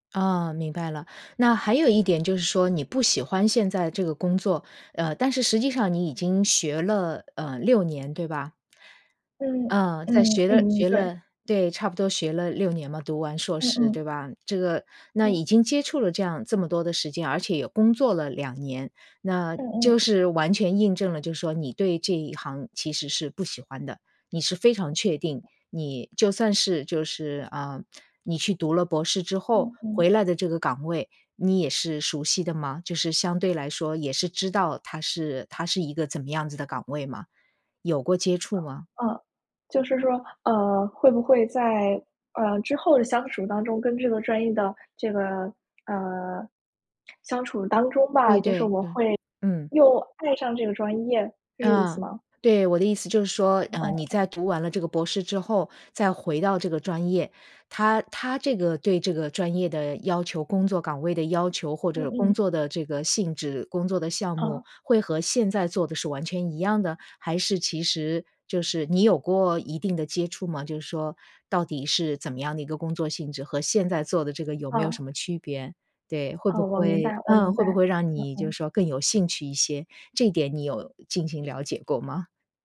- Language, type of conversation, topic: Chinese, advice, 我该如何决定是回校进修还是参加新的培训？
- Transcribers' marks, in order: other background noise; tapping